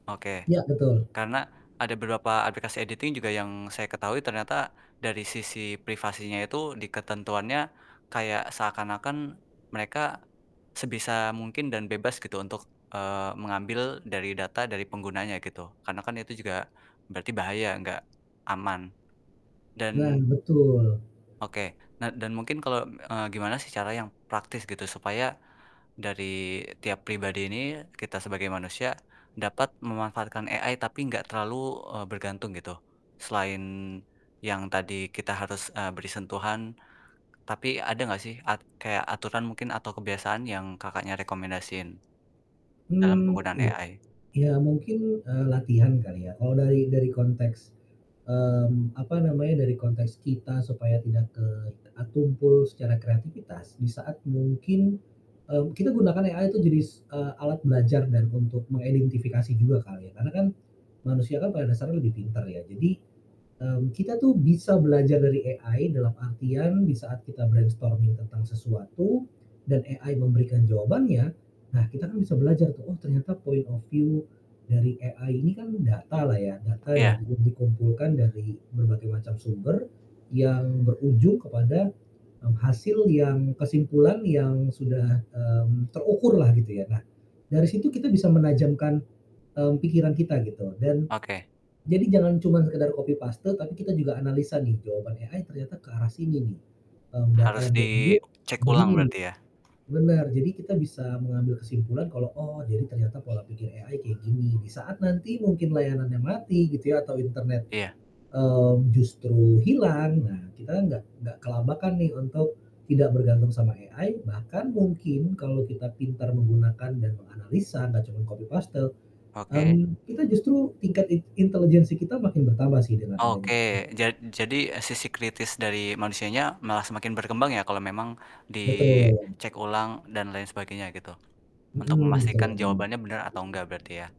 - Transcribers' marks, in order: static; tapping; in English: "AI"; in English: "AI?"; in English: "AI"; "jadi" said as "jadis"; in English: "AI"; in English: "brainstorming"; in English: "AI"; in English: "point of view"; in English: "AI"; in English: "copy paste"; in English: "AI"; distorted speech; other background noise; in English: "AI"; in English: "AI"; in English: "copy paste"; in English: "AI"; unintelligible speech
- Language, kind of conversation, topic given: Indonesian, podcast, Menurut Anda, apa saja keuntungan dan kerugian jika hidup semakin bergantung pada asisten kecerdasan buatan?